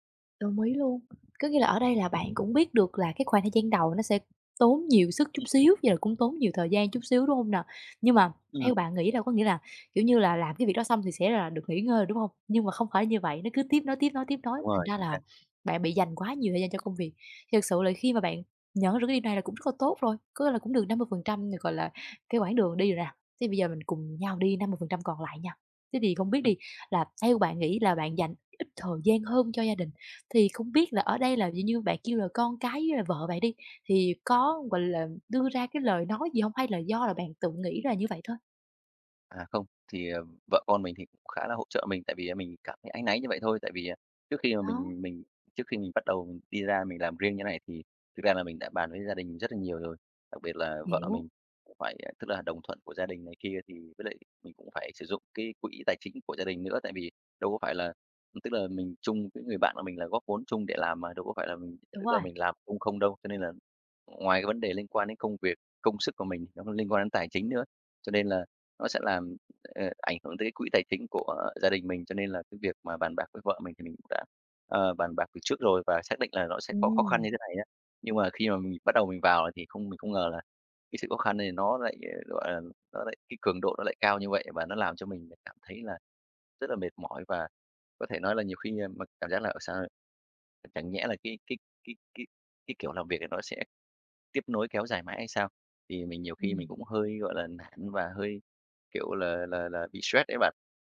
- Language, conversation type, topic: Vietnamese, advice, Làm sao để cân bằng giữa công việc ở startup và cuộc sống gia đình?
- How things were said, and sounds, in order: other background noise; tapping